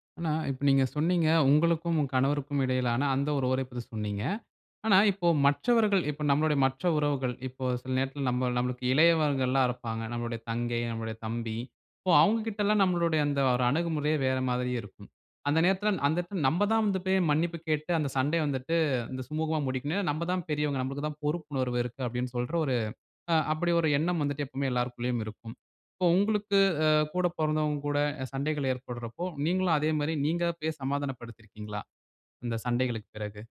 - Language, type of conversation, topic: Tamil, podcast, தீவிரமான சண்டைக்குப் பிறகு உரையாடலை எப்படி தொடங்குவீர்கள்?
- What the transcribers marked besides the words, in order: unintelligible speech